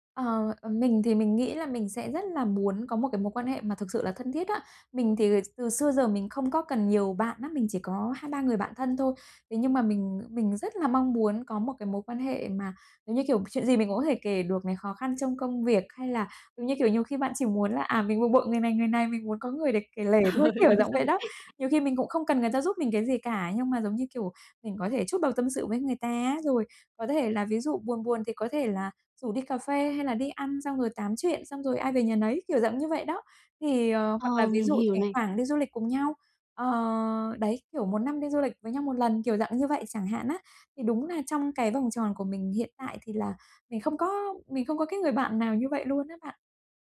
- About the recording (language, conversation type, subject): Vietnamese, advice, Mình nên làm gì khi thấy khó kết nối với bạn bè?
- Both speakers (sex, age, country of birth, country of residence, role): female, 35-39, Vietnam, Vietnam, user; female, 50-54, Vietnam, Vietnam, advisor
- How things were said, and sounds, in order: tapping; laughing while speaking: "Ờ, đúng rồi"